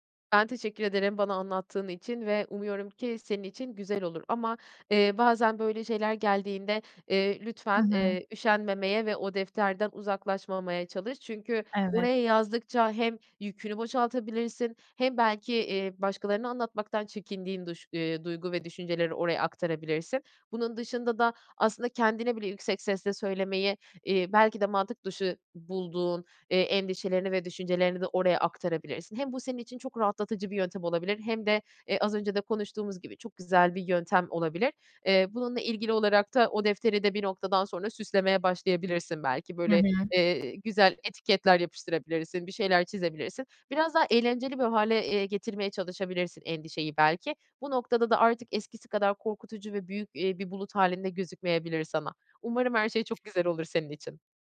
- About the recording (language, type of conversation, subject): Turkish, advice, Eyleme dönük problem çözme becerileri
- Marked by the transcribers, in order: other background noise